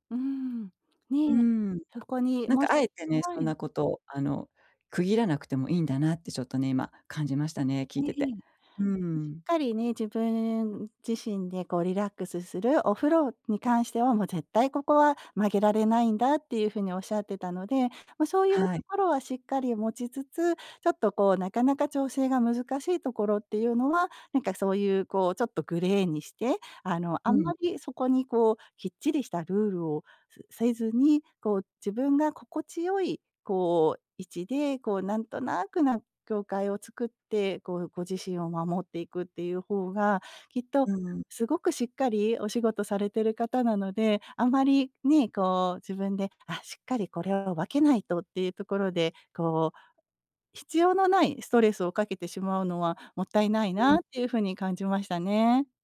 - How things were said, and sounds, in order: none
- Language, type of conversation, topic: Japanese, advice, 仕事と私生活の境界を守るには、まず何から始めればよいですか？